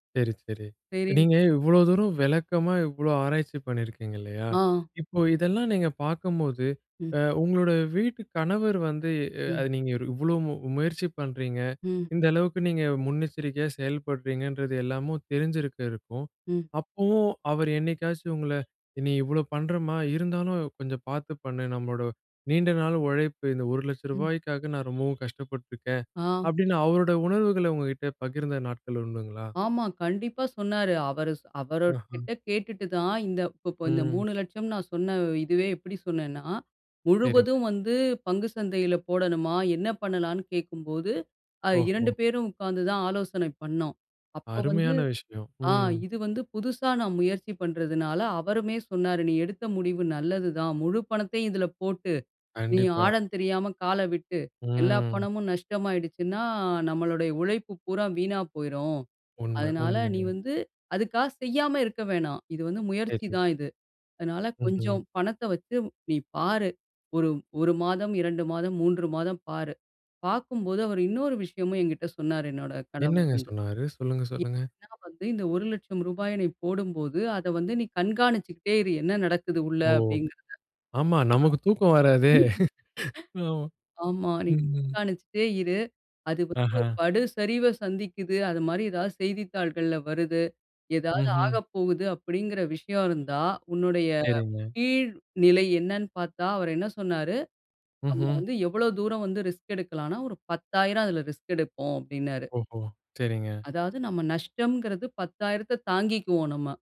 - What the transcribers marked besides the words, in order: tapping; other background noise; drawn out: "ம்"; laughing while speaking: "ஆமா. நமக்கு தூக்கம் வராதே! ஆமா"; chuckle; in English: "ரிஸ்க்"; in English: "ரிஸ்க்"
- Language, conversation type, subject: Tamil, podcast, பணத்துக்காக ஆபத்து எடுக்கும்போது உங்களுக்கு எது முக்கியம் என்று தோன்றுகிறது?